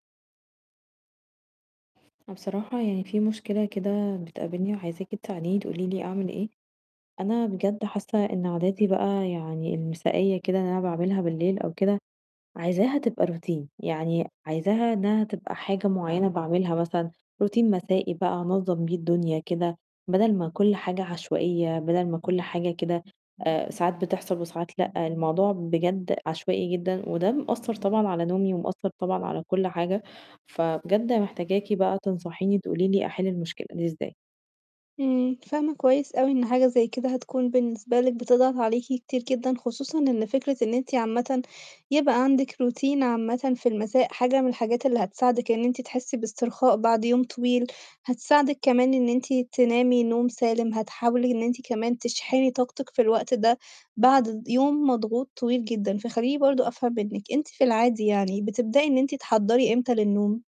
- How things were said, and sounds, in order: in English: "Routine"; other background noise; in English: "Routine"; static; in English: "Routine"
- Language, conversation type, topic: Arabic, advice, إزاي أغيّر عاداتي المسائية عشان تبقى جزء من روتين ثابت كل يوم؟